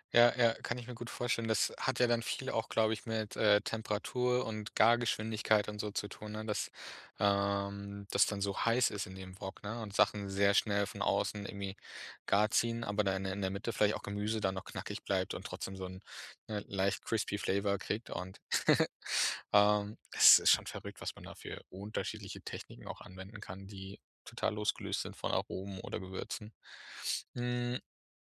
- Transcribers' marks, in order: in English: "flavour"; laugh
- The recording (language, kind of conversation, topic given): German, podcast, Gibt es ein verlorenes Rezept, das du gerne wiederhättest?